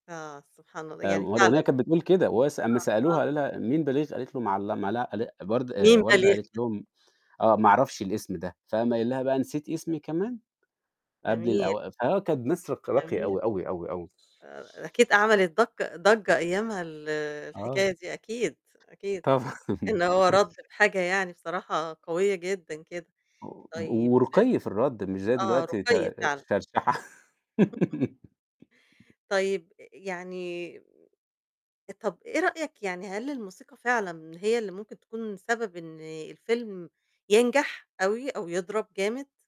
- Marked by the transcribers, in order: tapping; laughing while speaking: "طبعًا"; other noise; chuckle; laugh
- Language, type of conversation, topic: Arabic, podcast, إيه رأيك في دور الموسيقى في الأفلام؟